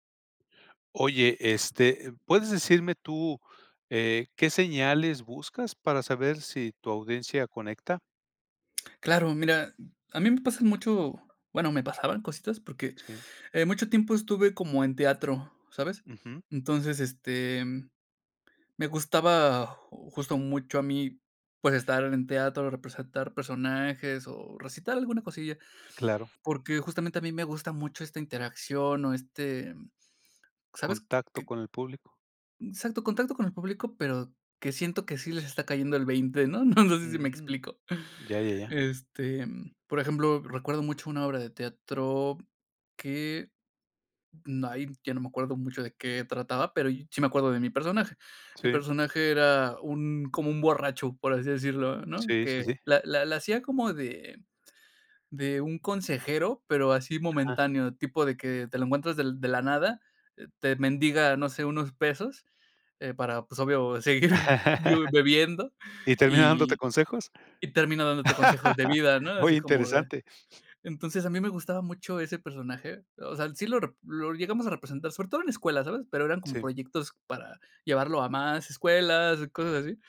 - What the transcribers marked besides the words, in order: other background noise; laughing while speaking: "no sé"; "sí" said as "chi"; laughing while speaking: "seguir"; chuckle; laughing while speaking: "Muy interesante"; other noise; chuckle
- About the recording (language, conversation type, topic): Spanish, podcast, ¿Qué señales buscas para saber si tu audiencia está conectando?